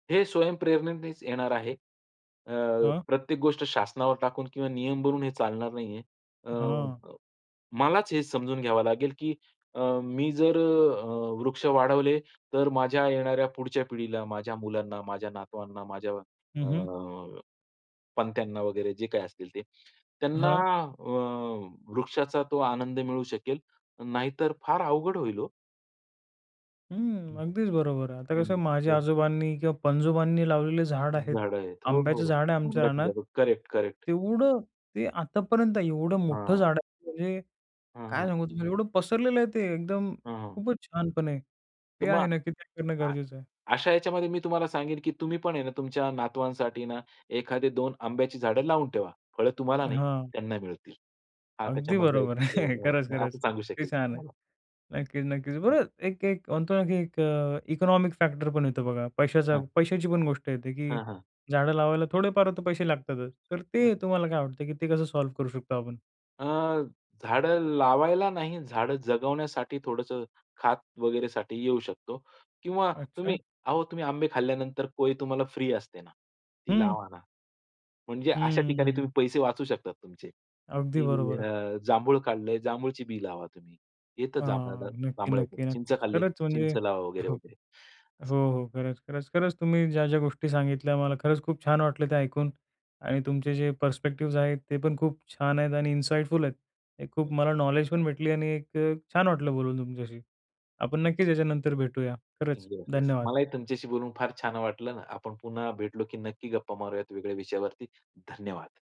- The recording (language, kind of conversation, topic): Marathi, podcast, एखाद्या वृक्षाने तुम्हाला काय शिकवलंय?
- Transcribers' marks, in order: in English: "करेक्ट, करेक्ट"; stressed: "तेवढं"; unintelligible speech; chuckle; laughing while speaking: "खरंच-खरंच"; other background noise; in English: "इकॉनॉमिक फॅक्टर"; in English: "सॉल्व्ह"; in English: "फ्री"; drawn out: "हम्म"; laughing while speaking: "हो"; in English: "पर्स्पेक्टिव्हज"; in English: "इनसाईटफुल"; in English: "नॉलेज"; in English: "येस-येस"